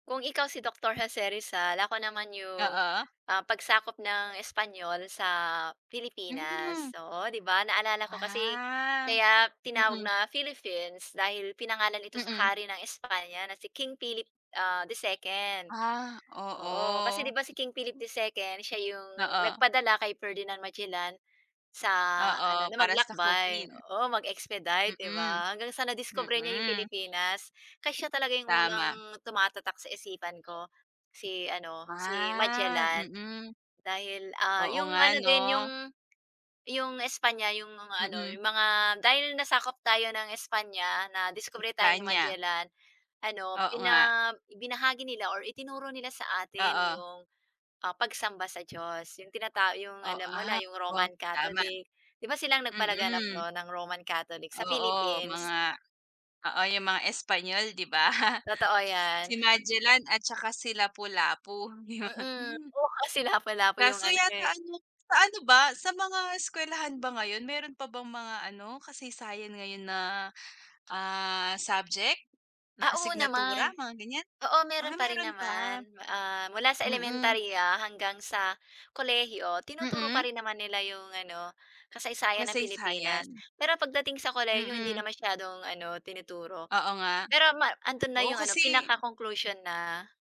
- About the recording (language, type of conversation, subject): Filipino, unstructured, Ano ang unang naaalala mo tungkol sa kasaysayan ng Pilipinas?
- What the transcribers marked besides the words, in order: tapping; bird; other background noise; drawn out: "Ah"; "Philippines" said as "Philipphines"; wind; chuckle; snort; chuckle